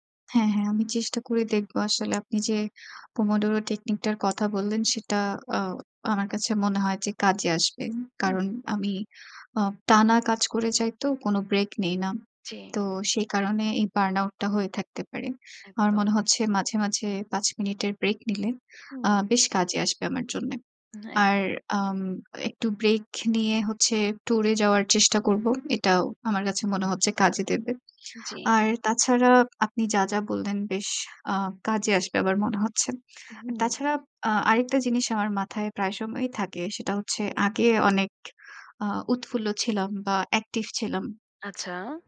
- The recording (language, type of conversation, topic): Bengali, advice, দীর্ঘদিন কাজের চাপের কারণে কি আপনি মানসিক ও শারীরিকভাবে অতিরিক্ত ক্লান্তি অনুভব করছেন?
- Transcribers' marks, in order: in Italian: "পোমডোরো"; horn